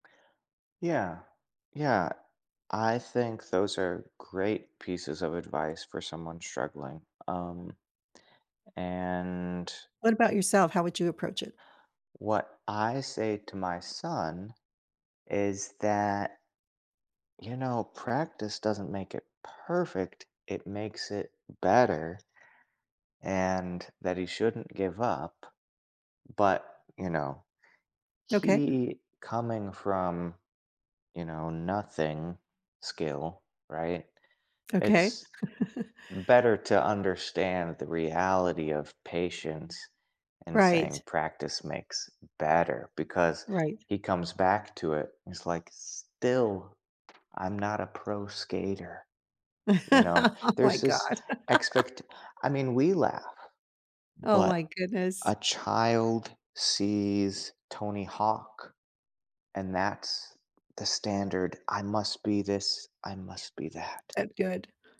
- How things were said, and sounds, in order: tapping; chuckle; chuckle; chuckle
- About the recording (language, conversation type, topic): English, unstructured, How do you recognize and celebrate your personal achievements?